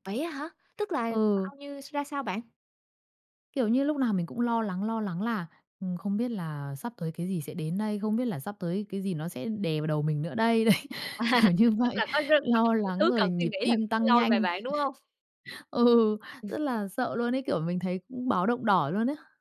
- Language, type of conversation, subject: Vietnamese, podcast, Bạn nghĩ đâu là dấu hiệu cho thấy mình đang bị kiệt sức nghề nghiệp?
- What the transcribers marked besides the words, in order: laugh; unintelligible speech; laughing while speaking: "Đấy. Kiểu như vậy"; laugh; laughing while speaking: "Ừ"